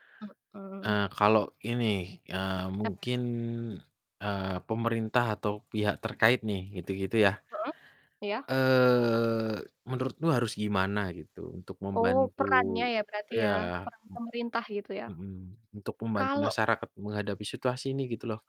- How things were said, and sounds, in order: static; drawn out: "Eee"
- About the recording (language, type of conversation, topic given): Indonesian, unstructured, Apa pendapatmu tentang kenaikan harga bahan pokok akhir-akhir ini?